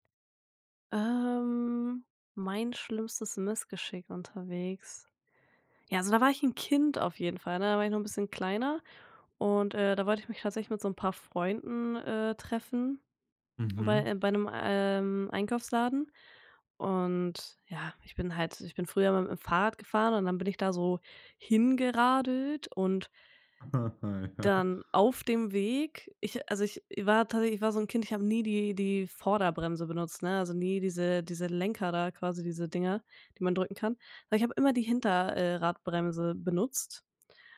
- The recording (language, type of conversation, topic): German, podcast, Was war dein schlimmstes Missgeschick unterwegs?
- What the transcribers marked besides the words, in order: giggle